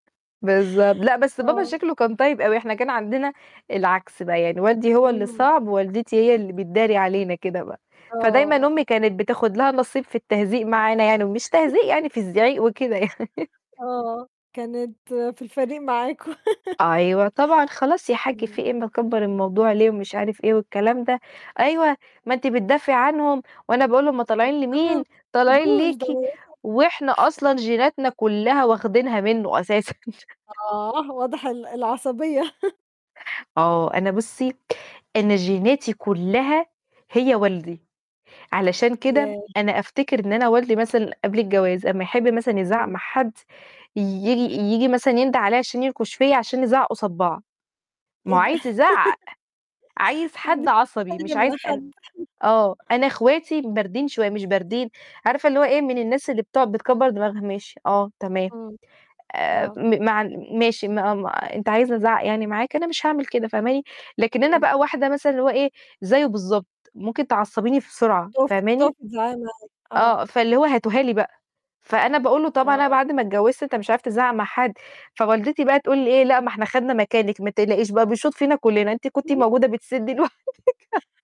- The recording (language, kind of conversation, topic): Arabic, unstructured, إزاي السوشيال ميديا بتأثر على علاقات الناس ببعض؟
- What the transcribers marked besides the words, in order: laugh; laughing while speaking: "يع"; laugh; tapping; put-on voice: "أيوه، طبعًا خلاص يا حج في إيه؟ مكبر الموضوع ليه؟"; put-on voice: "أيوه، ما أنتِ بتدافعي عنهم وأنا باقول هُم طالعين لمين؟ طالعين ليكِ"; unintelligible speech; chuckle; laugh; other background noise; laugh; unintelligible speech; unintelligible speech; unintelligible speech; laughing while speaking: "لوحدِك"